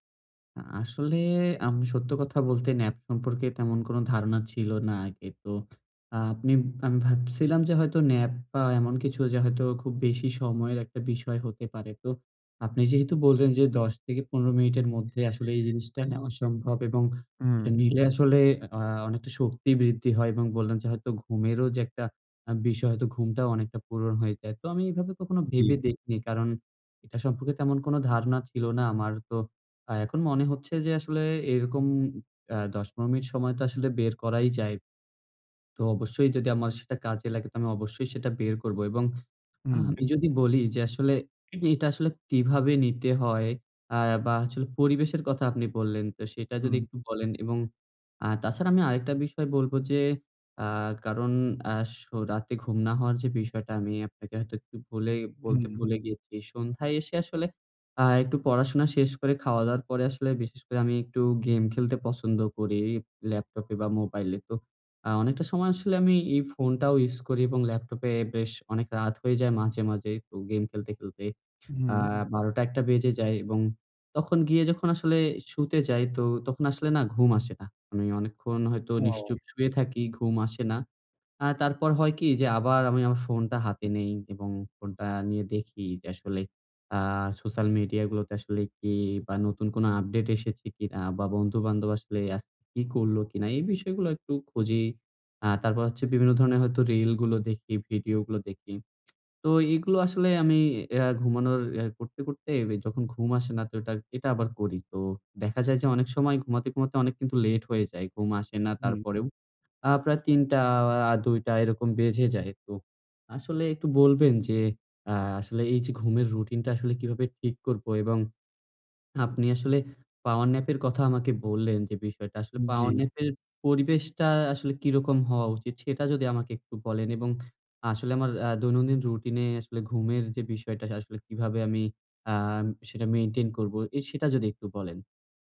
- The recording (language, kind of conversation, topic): Bengali, advice, কাজের মাঝে দ্রুত শক্তি বাড়াতে সংক্ষিপ্ত ঘুম কীভাবে ও কখন নেবেন?
- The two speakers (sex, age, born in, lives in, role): male, 20-24, Bangladesh, Bangladesh, advisor; male, 20-24, Bangladesh, Bangladesh, user
- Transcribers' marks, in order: swallow; in English: "ইউস"; in English: "আপডেট"; in English: "লেট"; in English: "পাওয়ার ন্যাপ"; in English: "পাওয়ার ন্যাপ"; in English: "মেইনটেইন"